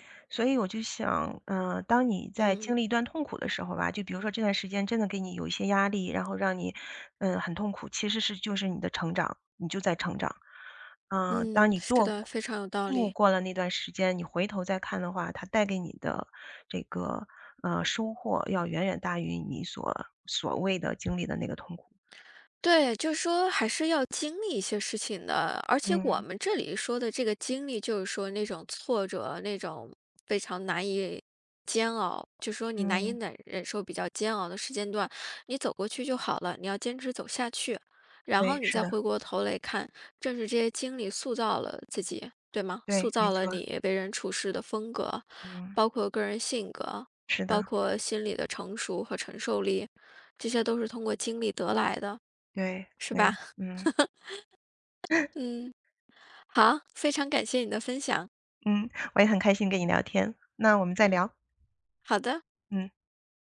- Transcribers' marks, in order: other background noise; "来" said as "雷"; chuckle
- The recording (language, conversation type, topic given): Chinese, podcast, 你第一份工作对你产生了哪些影响？